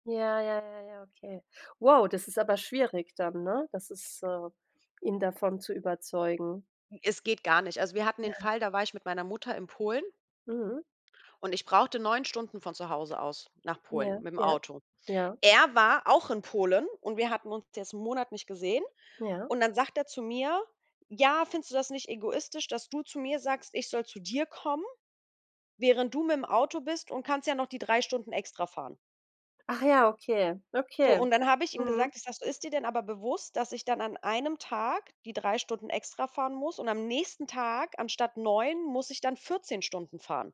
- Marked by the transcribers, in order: other background noise
- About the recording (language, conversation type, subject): German, unstructured, Wie kannst du deine Meinung sagen, ohne jemanden zu verletzen?